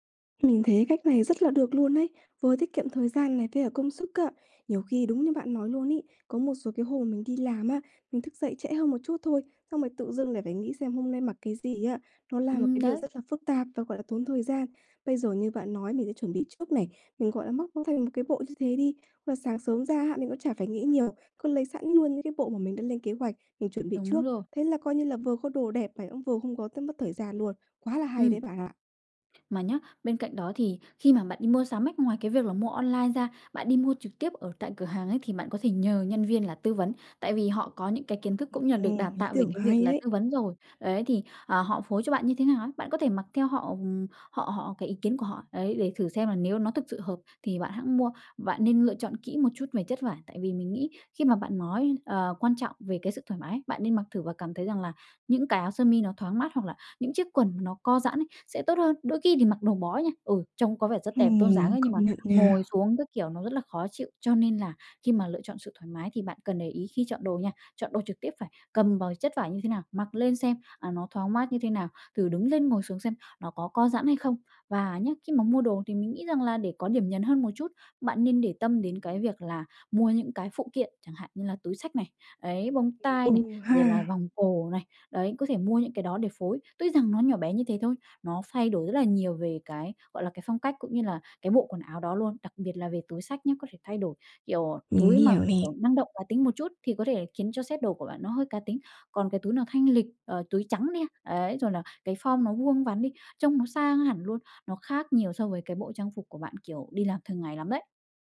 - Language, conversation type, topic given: Vietnamese, advice, Làm sao để có thêm ý tưởng phối đồ hằng ngày và mặc đẹp hơn?
- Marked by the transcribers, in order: tapping; other background noise; in English: "set"; in English: "form"